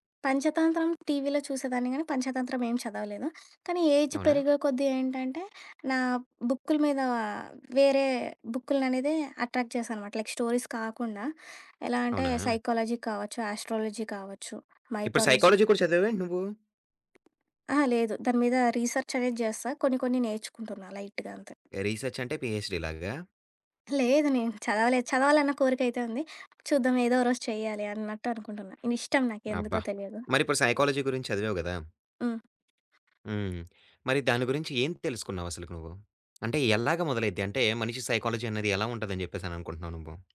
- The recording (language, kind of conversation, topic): Telugu, podcast, సొంతంగా కొత్త విషయం నేర్చుకున్న అనుభవం గురించి చెప్పగలవా?
- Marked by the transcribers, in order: in English: "ఏజ్"; in English: "అట్రాక్ట్"; in English: "లైక్ స్టోరీస్"; in English: "సైకాలజీ"; in English: "ఆస్ట్రాలజీ"; in English: "మైథాలజీ"; in English: "సైకాలజీ"; tapping; in English: "రీసెర్చ్"; in English: "లైట్‌గా"; in English: "రీసెర్చ్"; in English: "పీఎచ్‌డిలాగా?"; "ఇష్టం" said as "నిష్టం"; in English: "సైకాలజీ"; other background noise; in English: "సైకాలజీ"